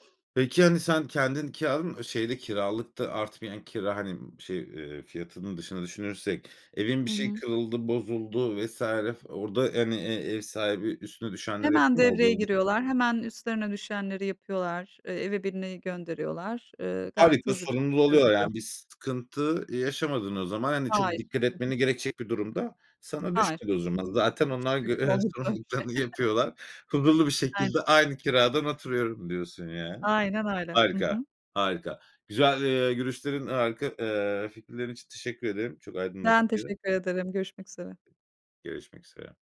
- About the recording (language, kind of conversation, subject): Turkish, podcast, Ev almak mı yoksa kiralamak mı daha mantıklı diye düşünürken nelere dikkat edersin?
- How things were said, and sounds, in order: other background noise; unintelligible speech; laughing while speaking: "görev ve sorumluluklarını yapıyorlar"; chuckle; tapping